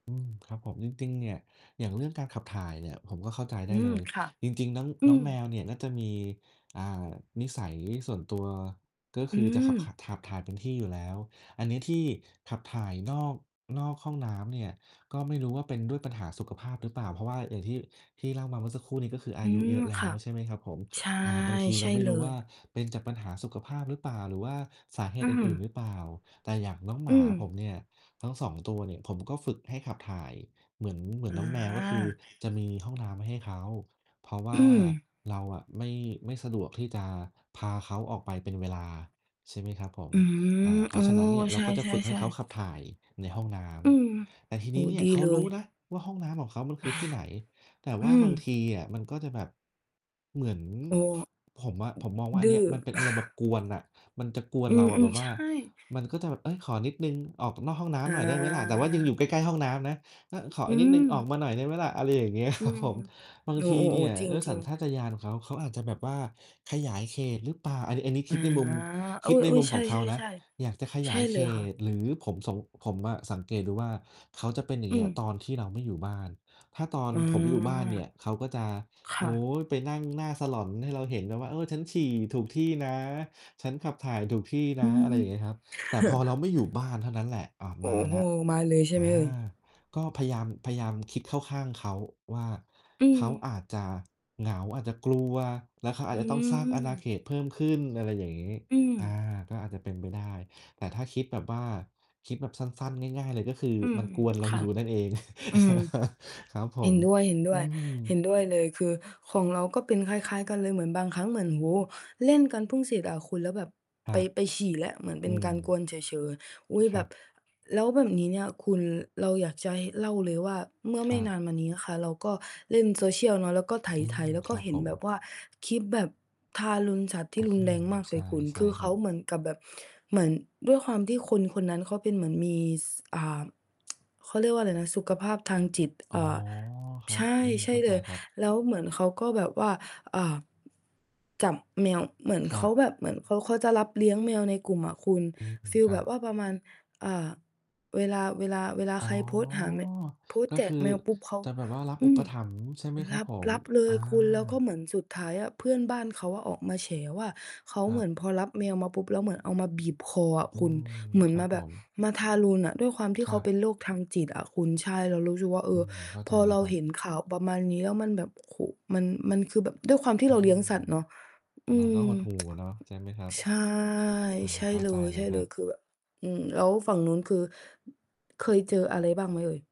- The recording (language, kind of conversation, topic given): Thai, unstructured, ควรมีบทลงโทษอย่างไรกับผู้ที่ทารุณกรรมสัตว์?
- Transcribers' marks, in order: distorted speech; tapping; other background noise; laughing while speaking: "ครับผม"; mechanical hum; chuckle; laughing while speaking: "อยู่"; laugh; tsk; tsk; drawn out: "ใช่"